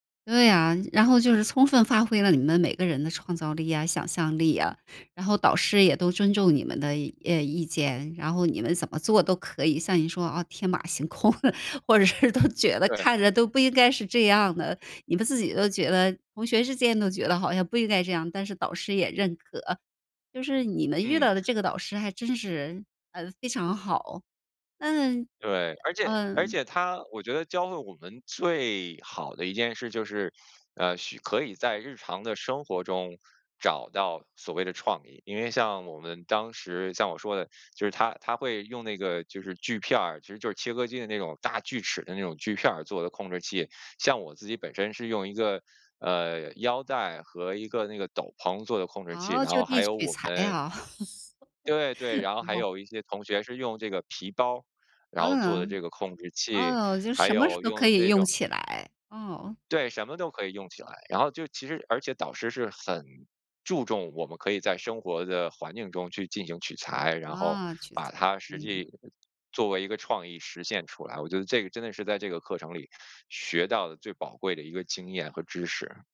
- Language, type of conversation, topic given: Chinese, podcast, 你是怎样把导师的建议落地执行的?
- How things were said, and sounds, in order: "充分" said as "聪分"; laughing while speaking: "空，或者是都觉得"; other background noise; chuckle; laughing while speaking: "哦"